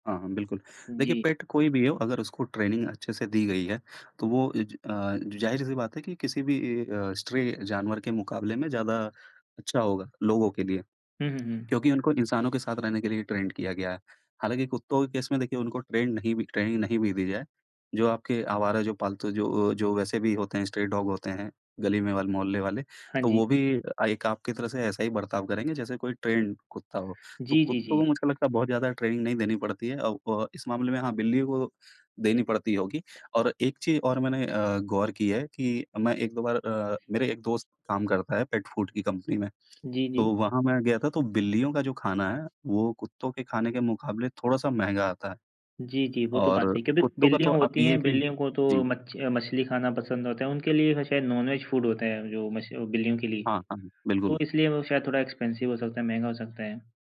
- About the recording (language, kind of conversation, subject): Hindi, unstructured, आपको कुत्ते पसंद हैं या बिल्लियाँ?
- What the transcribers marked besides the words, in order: in English: "पेट"; in English: "ट्रेनिंग"; in English: "स्ट्रे"; tapping; other background noise; in English: "ट्रैन्ड"; in English: "केस"; in English: "ट्रैन्ड"; in English: "ट्रेनिंग"; in English: "स्ट्रे डॉग"; in English: "ट्रैन्ड"; in English: "ट्रेनिंग"; in English: "पेट फ़ूड"; in English: "नॉन-वेज फूड"; in English: "एक्सपेंसिव"